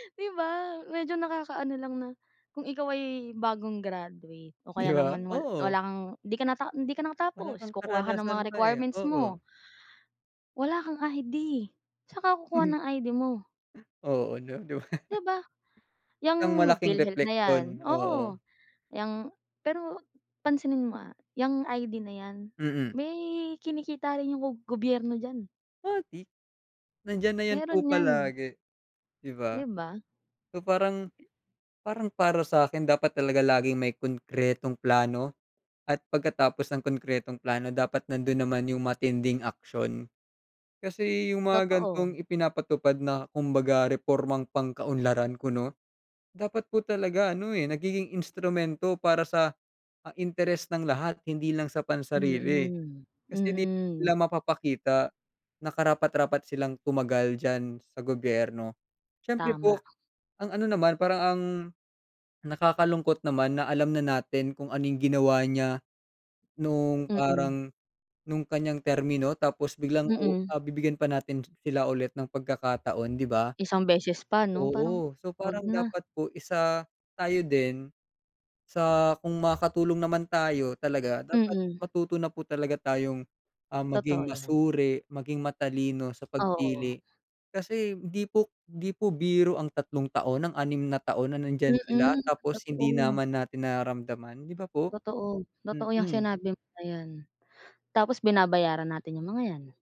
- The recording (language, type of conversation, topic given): Filipino, unstructured, Paano nakaapekto ang politika sa buhay ng mga mahihirap?
- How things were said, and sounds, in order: laugh; other background noise